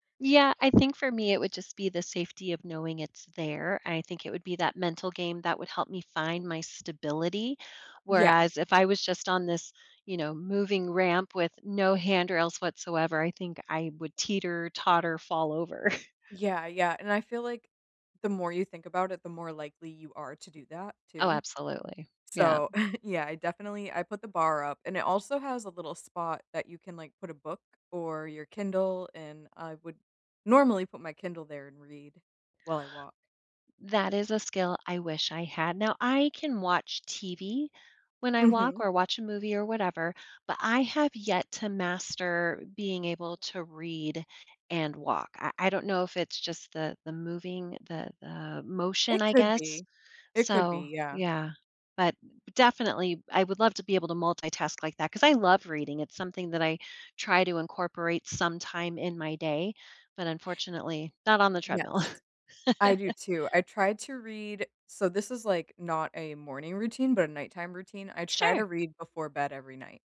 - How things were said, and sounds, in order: chuckle; chuckle; chuckle; laugh
- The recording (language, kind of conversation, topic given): English, unstructured, What morning routine helps you start your day best?